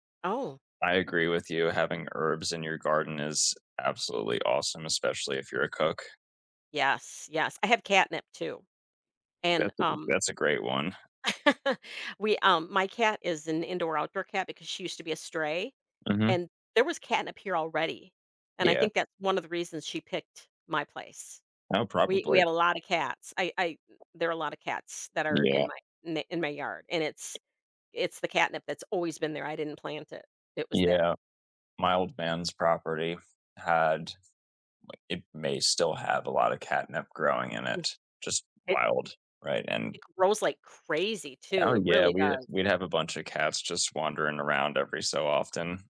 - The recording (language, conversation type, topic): English, unstructured, How do hobbies help you relax and recharge?
- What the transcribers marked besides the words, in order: chuckle; tapping; other background noise